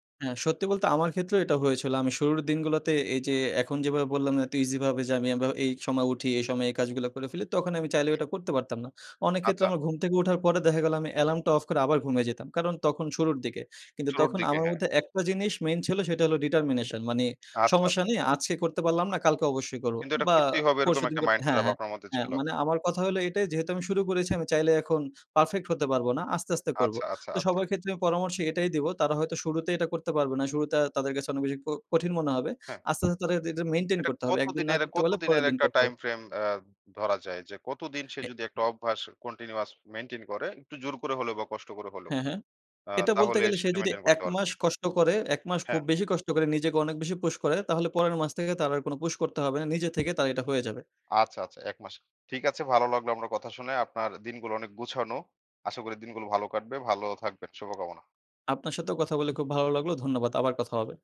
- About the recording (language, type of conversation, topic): Bengali, podcast, দিনটা ভালো কাটাতে তুমি সকালে কীভাবে রুটিন সাজাও?
- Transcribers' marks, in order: other background noise; "আচ্ছা" said as "আচ্চা"; in English: "determination"; tapping; "জোর" said as "জুর"